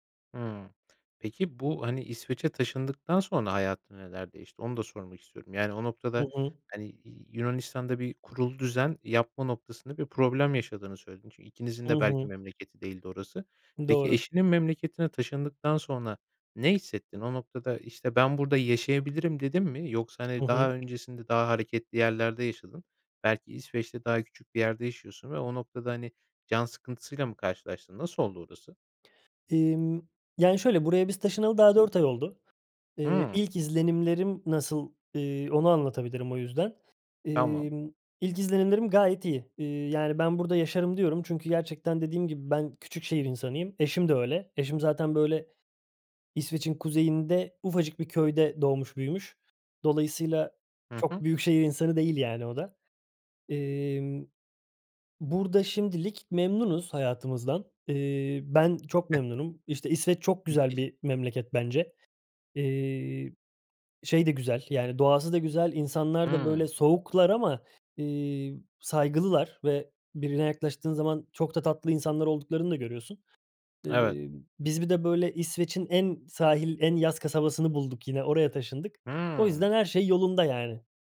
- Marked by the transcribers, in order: tapping; unintelligible speech
- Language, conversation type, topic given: Turkish, podcast, Bir seyahat, hayatınızdaki bir kararı değiştirmenize neden oldu mu?